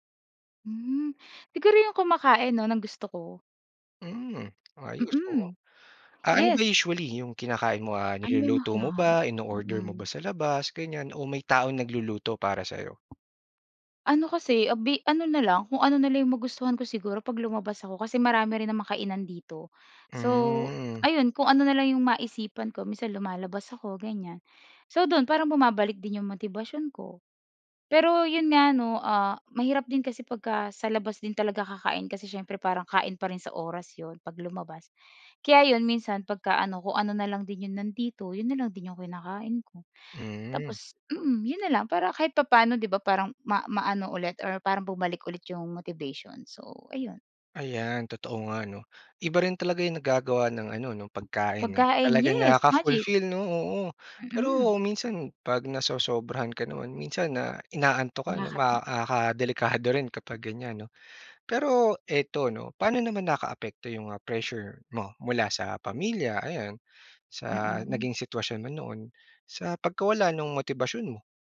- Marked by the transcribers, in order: other background noise
- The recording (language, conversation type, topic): Filipino, podcast, Ano ang ginagawa mo kapag nawawala ang motibasyon mo?